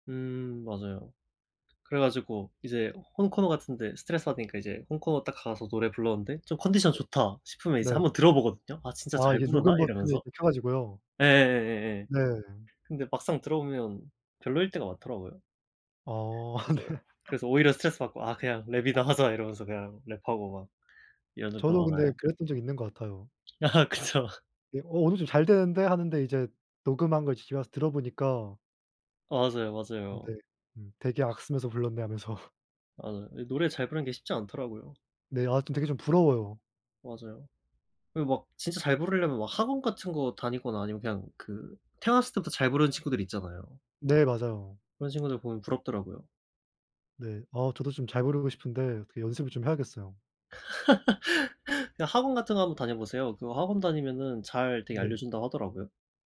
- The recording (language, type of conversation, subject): Korean, unstructured, 스트레스를 받을 때 보통 어떻게 푸세요?
- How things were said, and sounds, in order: other background noise; tapping; laughing while speaking: "아 네"; laughing while speaking: "아"; laughing while speaking: "하면서"; laugh